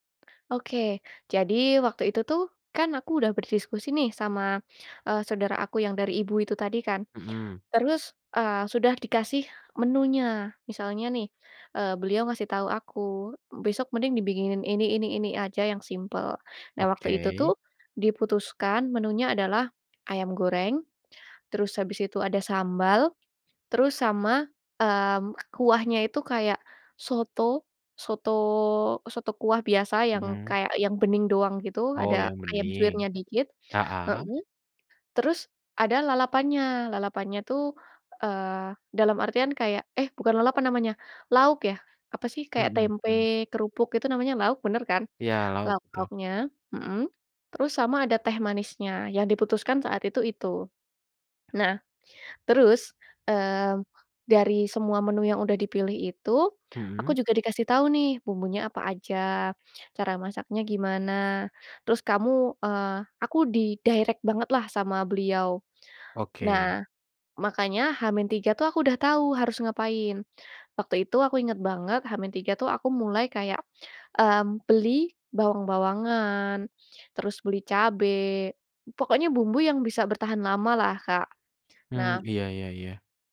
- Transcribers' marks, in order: other background noise; in English: "di-direct"
- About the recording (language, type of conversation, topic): Indonesian, podcast, Bagaimana pengalamanmu memasak untuk keluarga besar, dan bagaimana kamu mengatur semuanya?